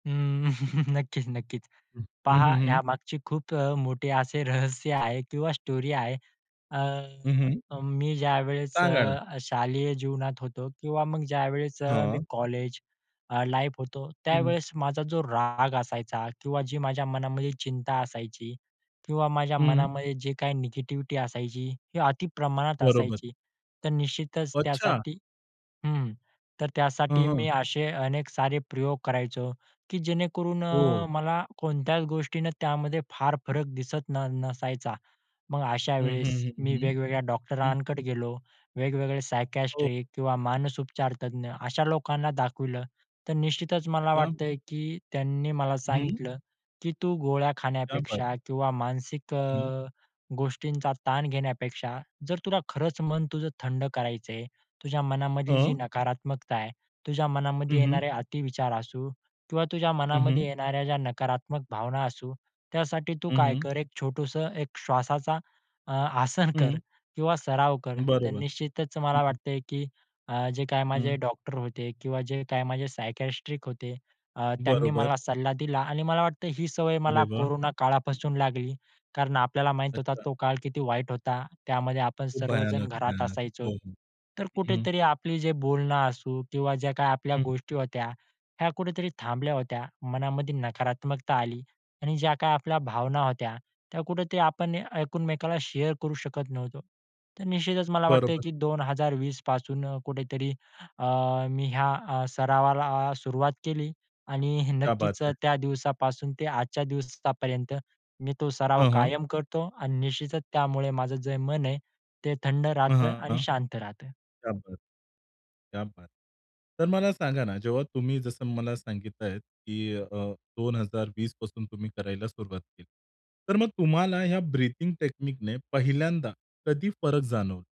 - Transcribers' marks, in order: chuckle; in English: "स्टोरी"; in English: "लाईफ"; other background noise; tapping; in Hindi: "क्या बात"; in English: "शेअर"; in Hindi: "क्या बात है"; in Hindi: "क्या बात, क्या बात"
- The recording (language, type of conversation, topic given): Marathi, podcast, मन शांत करण्यासाठी तुम्ही एक अगदी सोपा श्वासाचा सराव सांगू शकता का?
- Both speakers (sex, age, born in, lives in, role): male, 20-24, India, India, guest; male, 30-34, India, India, host